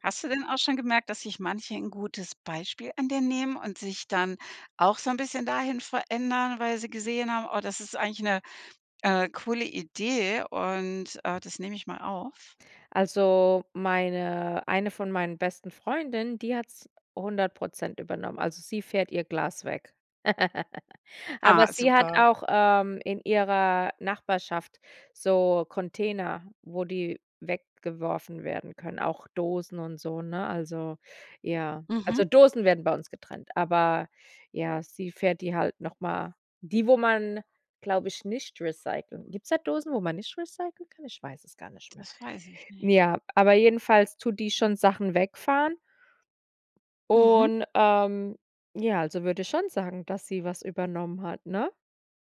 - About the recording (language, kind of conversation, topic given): German, podcast, Wie organisierst du die Mülltrennung bei dir zu Hause?
- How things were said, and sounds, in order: tapping; laugh; other background noise